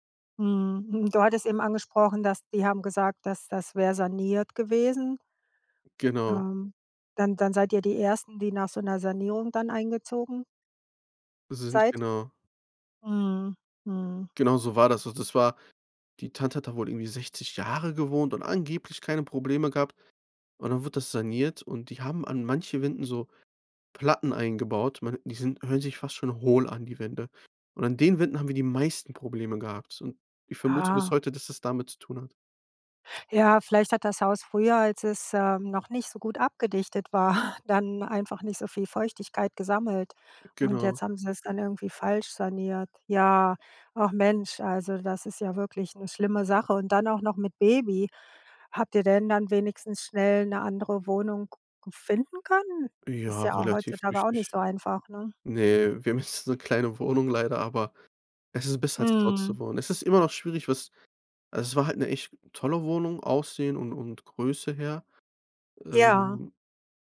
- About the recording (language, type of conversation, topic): German, podcast, Wann hat ein Umzug dein Leben unerwartet verändert?
- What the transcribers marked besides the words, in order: laughing while speaking: "war"; laughing while speaking: "haben"